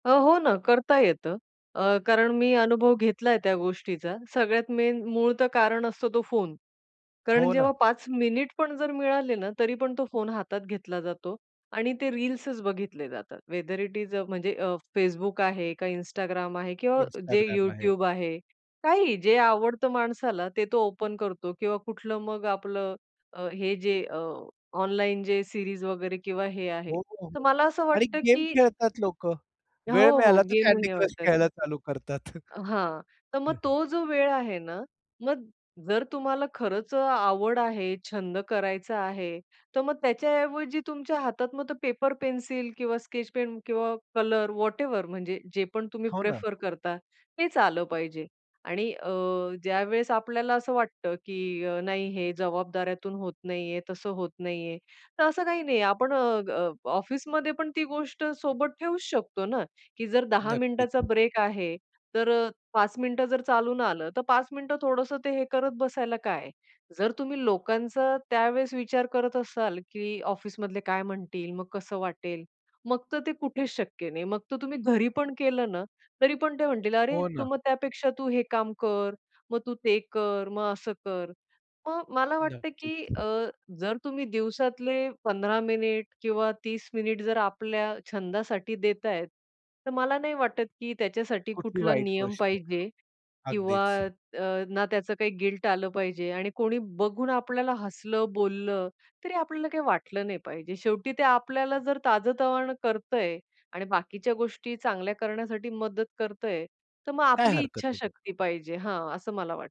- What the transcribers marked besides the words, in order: in English: "मेन"; tapping; in English: "वेदर इट इस"; in English: "ओपन"; in English: "सीरीज"; laughing while speaking: "करतात"; in English: "व्हॉटएव्हर"; other background noise; in English: "गिल्ट"; unintelligible speech
- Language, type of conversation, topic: Marathi, podcast, आरामासाठी वेळ कसा राखून ठेवता?